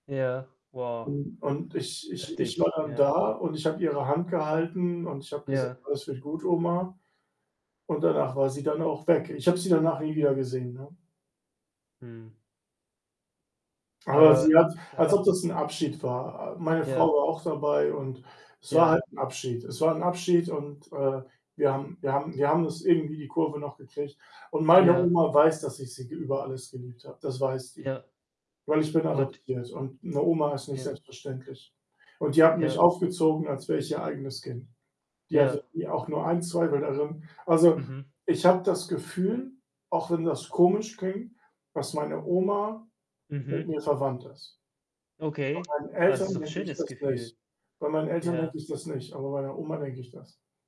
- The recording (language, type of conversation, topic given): German, unstructured, Wie hat ein Verlust in deinem Leben deine Sichtweise verändert?
- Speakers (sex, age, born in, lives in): male, 30-34, Japan, Germany; male, 35-39, Germany, Germany
- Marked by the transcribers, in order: mechanical hum; static; distorted speech; other background noise